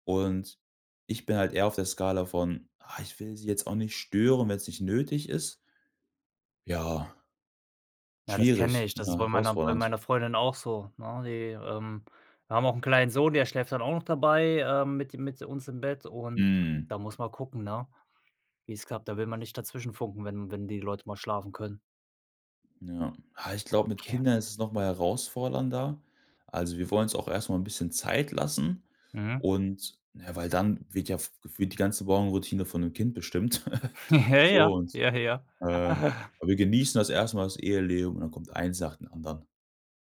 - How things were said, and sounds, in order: laughing while speaking: "Ja ja, ja ja"; chuckle; giggle
- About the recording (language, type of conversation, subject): German, podcast, Wie sieht deine Morgenroutine an einem normalen Wochentag aus?